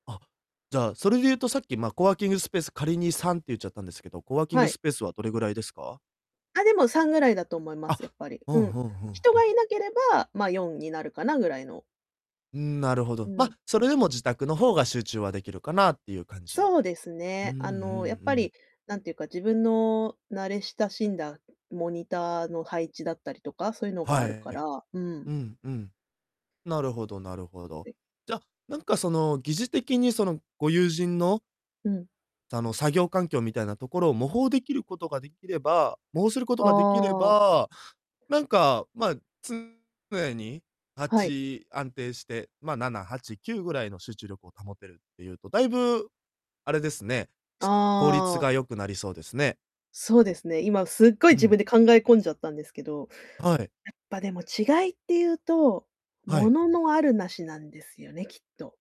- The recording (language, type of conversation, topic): Japanese, advice, 集中できる作業環境を作れないのはなぜですか？
- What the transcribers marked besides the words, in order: distorted speech